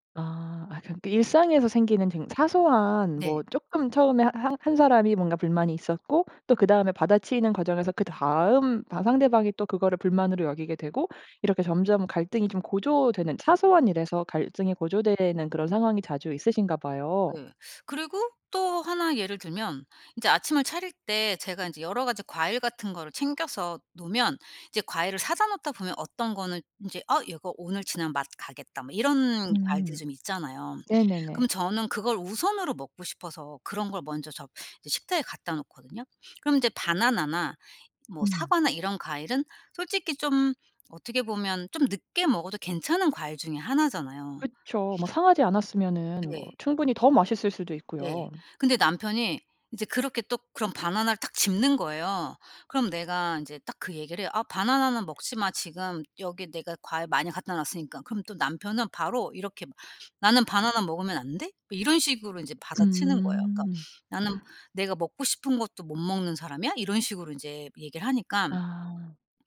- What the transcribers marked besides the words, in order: other background noise; gasp
- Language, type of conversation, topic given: Korean, advice, 반복되는 사소한 다툼으로 지쳐 계신가요?